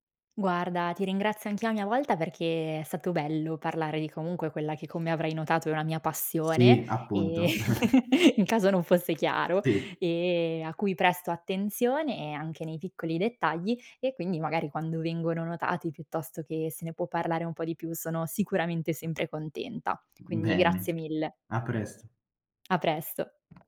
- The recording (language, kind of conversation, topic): Italian, podcast, Preferisci seguire le tendenze o creare un look tutto tuo?
- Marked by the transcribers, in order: other background noise; tapping; chuckle